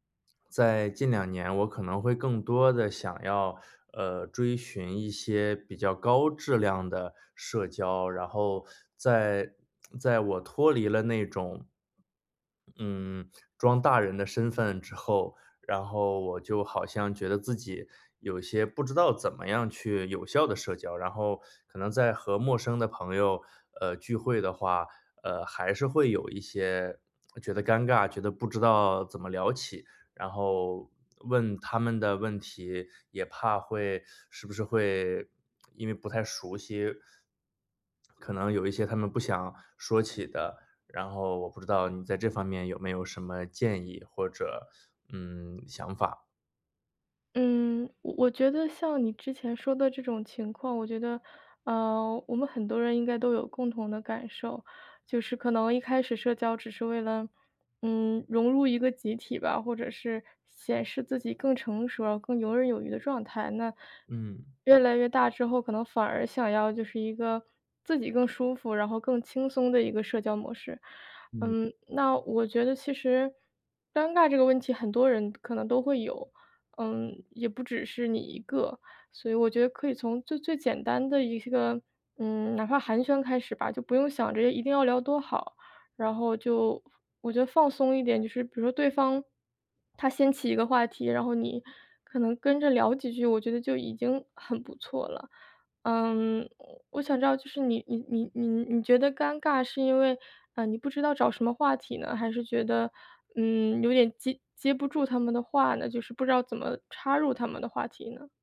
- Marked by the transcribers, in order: none
- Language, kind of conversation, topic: Chinese, advice, 在聚会时觉得社交尴尬、不知道怎么自然聊天，我该怎么办？